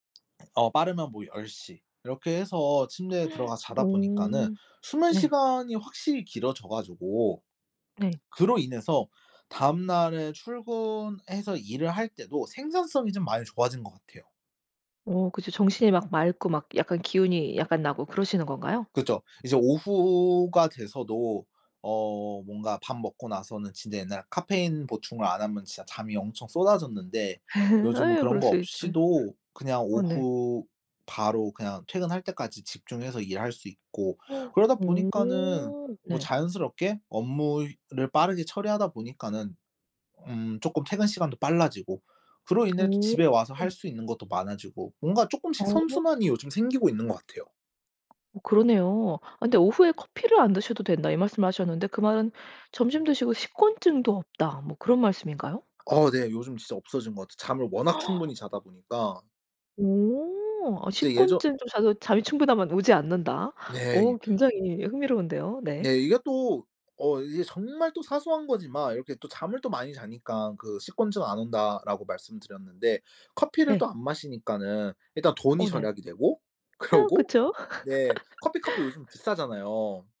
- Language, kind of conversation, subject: Korean, podcast, 작은 습관 하나가 삶을 바꾼 적이 있나요?
- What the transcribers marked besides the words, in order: other background noise; swallow; gasp; laugh; gasp; lip smack; gasp; "식곤증" said as "식권증"; laughing while speaking: "그러고"; laugh